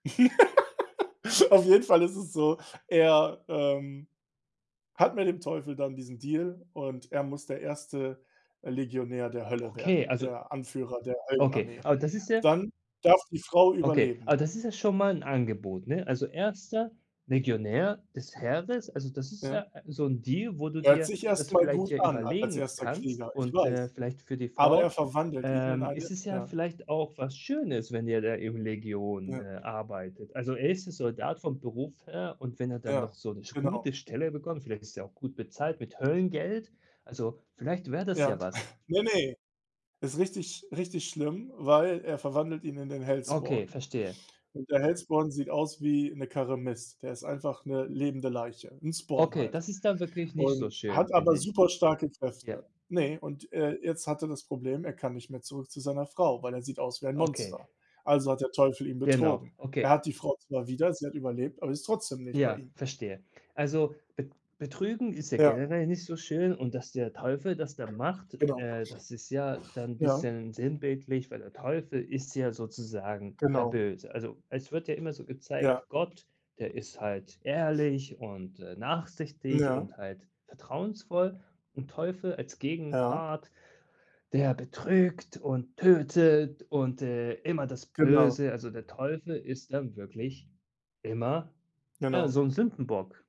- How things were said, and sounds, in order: laugh; other background noise; chuckle; in English: "Spawn"
- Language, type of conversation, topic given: German, unstructured, Glaube oder Wissenschaft: Was gibt uns mehr Halt im Leben?